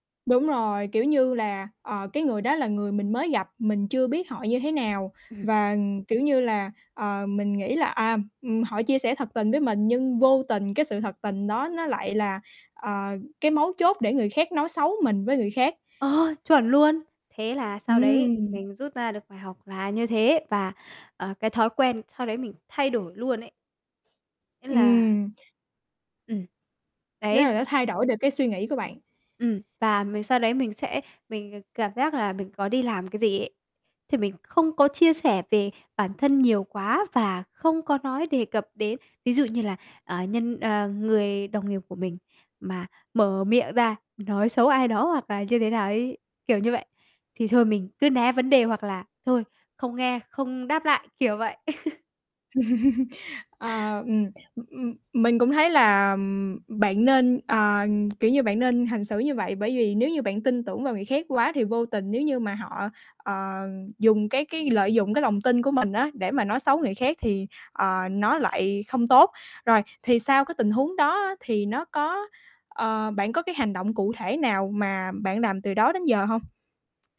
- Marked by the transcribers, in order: static; other background noise; tapping; chuckle; distorted speech
- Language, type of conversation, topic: Vietnamese, podcast, Bạn có thể kể cho mình nghe một bài học lớn mà bạn đã học được trong đời không?